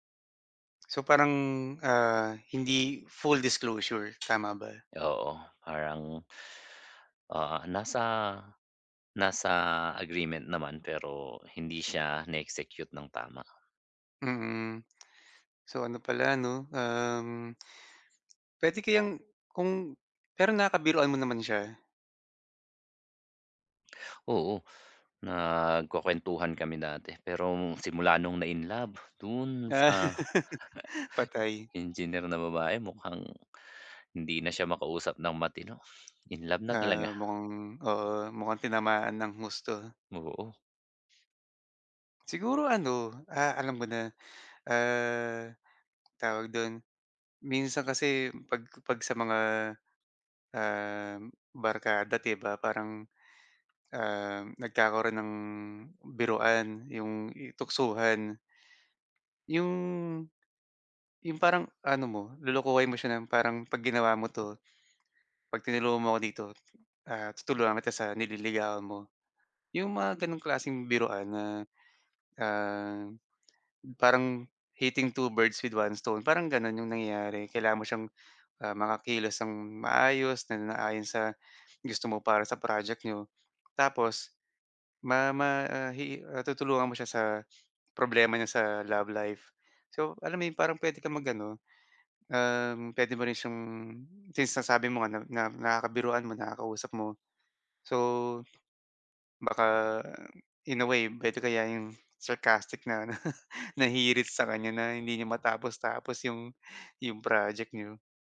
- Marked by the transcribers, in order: other background noise; tapping; chuckle; laugh; in English: "hitting two birds with one stone"; chuckle
- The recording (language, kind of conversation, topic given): Filipino, advice, Paano ko muling maibabalik ang motibasyon ko sa aking proyekto?